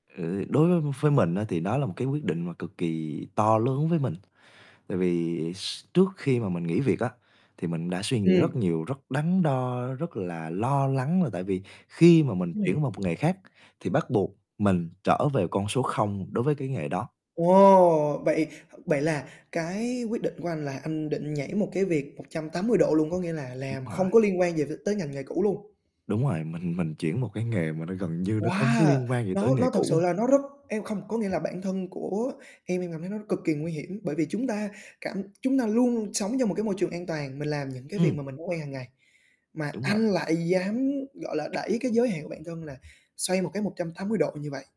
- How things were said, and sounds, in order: other background noise; tapping; static
- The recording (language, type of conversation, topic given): Vietnamese, podcast, Bạn đã đưa ra quyết định chuyển nghề như thế nào?